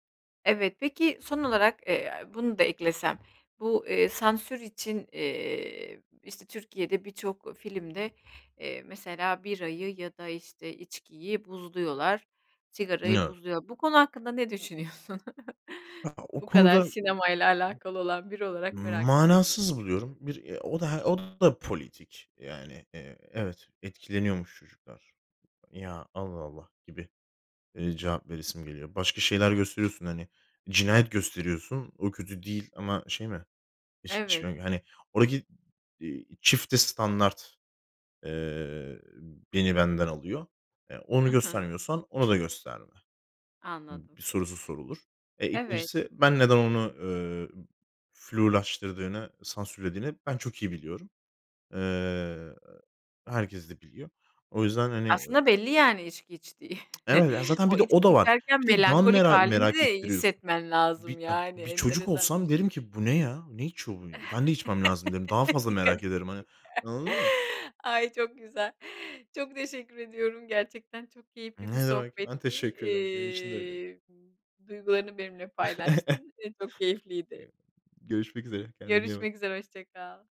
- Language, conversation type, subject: Turkish, podcast, Sinemada temsil neden önemlidir ve aklınıza hangi örnekler geliyor?
- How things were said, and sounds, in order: other background noise; laughing while speaking: "düşünüyorsun?"; chuckle; unintelligible speech; tapping; chuckle; laugh; laughing while speaking: "Dikkatini çeker"; chuckle